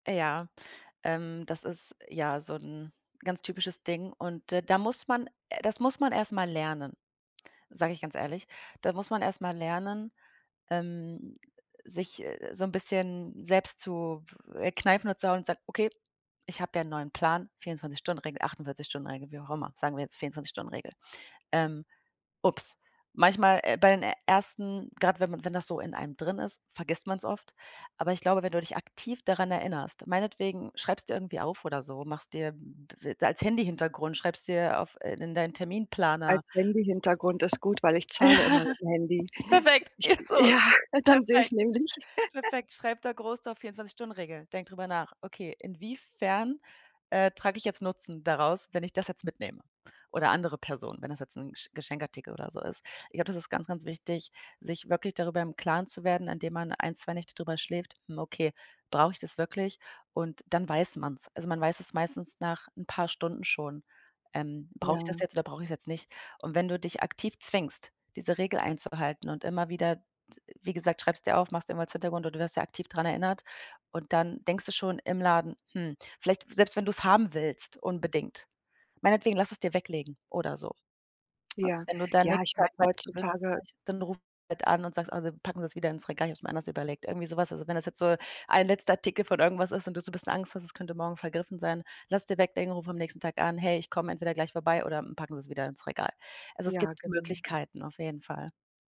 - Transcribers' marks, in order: stressed: "aktiv"; other noise; other background noise; laughing while speaking: "Ja. Perfekt. Ja, so ist das perfekt"; laughing while speaking: "Ja, dann sehe ich es nämlich"; giggle; tongue click
- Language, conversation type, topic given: German, advice, Wie kann ich impulsive Einkäufe häufiger vermeiden und Geld sparen?